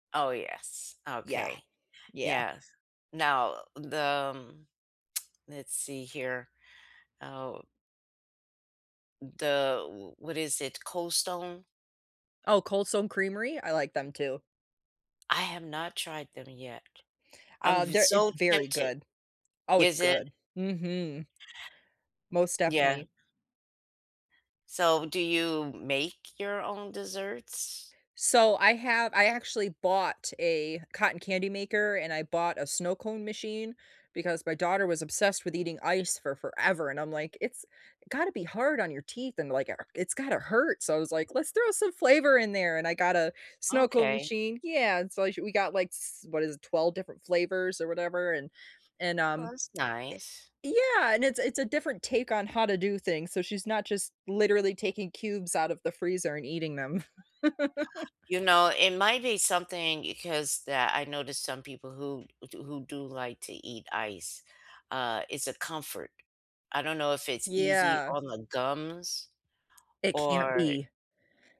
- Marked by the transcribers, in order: other background noise; lip smack; laugh; tapping
- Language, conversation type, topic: English, unstructured, Is there a dessert that always cheers you up?
- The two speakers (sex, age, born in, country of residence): female, 30-34, United States, United States; female, 60-64, United States, United States